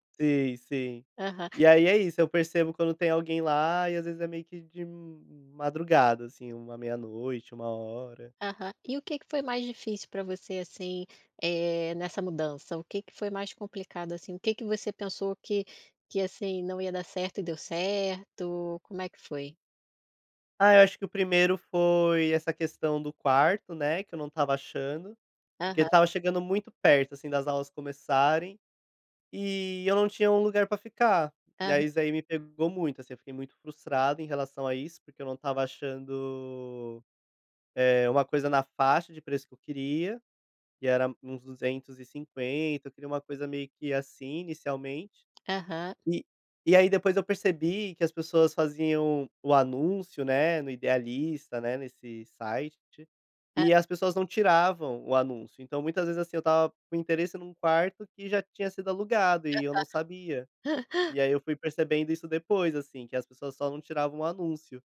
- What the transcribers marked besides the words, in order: tapping
- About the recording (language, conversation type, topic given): Portuguese, podcast, Como você supera o medo da mudança?